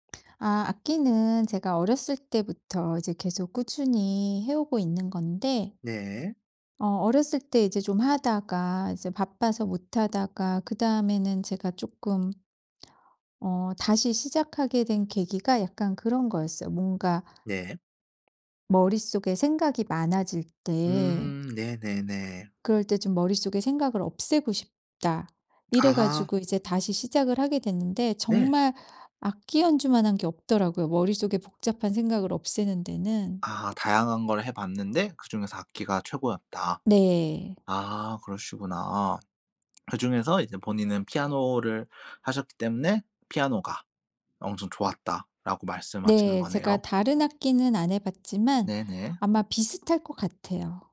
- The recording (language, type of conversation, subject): Korean, podcast, 어떤 활동을 할 때 완전히 몰입하시나요?
- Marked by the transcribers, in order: other background noise